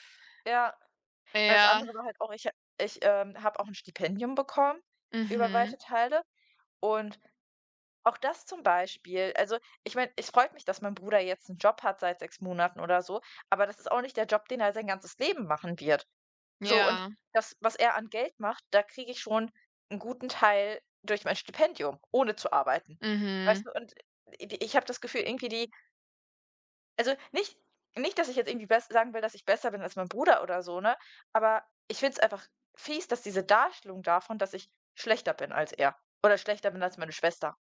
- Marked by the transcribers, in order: none
- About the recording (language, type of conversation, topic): German, unstructured, Fühlst du dich manchmal von deiner Familie missverstanden?